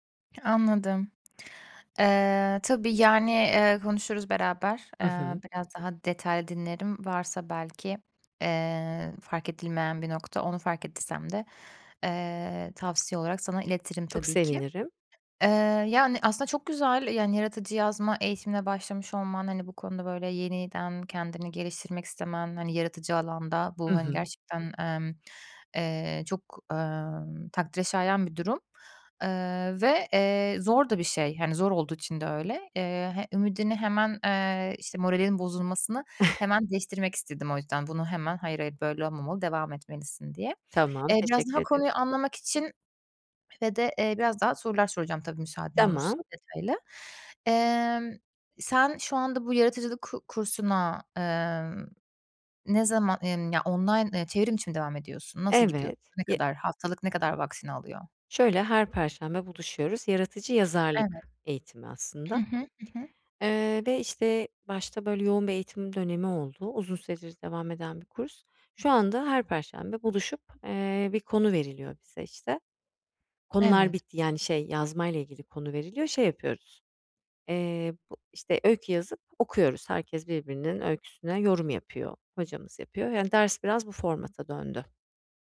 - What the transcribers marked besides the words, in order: other background noise; tapping; chuckle
- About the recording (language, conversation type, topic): Turkish, advice, Mükemmeliyetçilik ve kıyaslama hobilerimi engelliyorsa bunu nasıl aşabilirim?
- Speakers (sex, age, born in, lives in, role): female, 30-34, Turkey, Germany, advisor; female, 40-44, Turkey, Spain, user